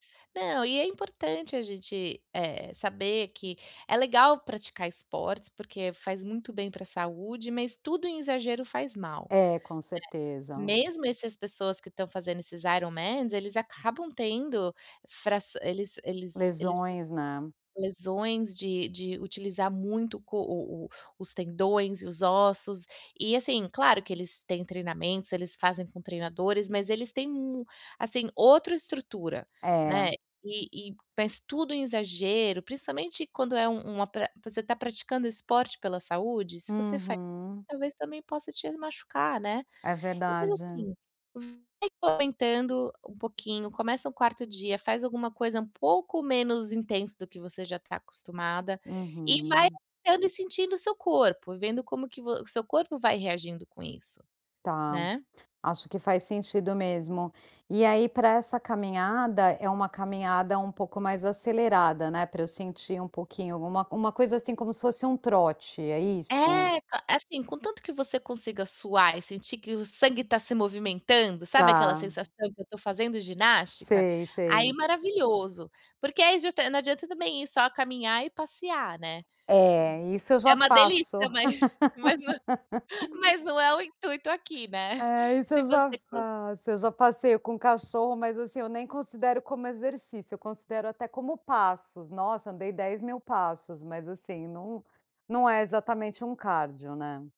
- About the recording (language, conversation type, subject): Portuguese, advice, Como posso criar um hábito de exercícios consistente?
- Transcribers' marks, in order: tapping; other background noise; chuckle; laugh; chuckle; laughing while speaking: "mas não é o intuito aqui, né"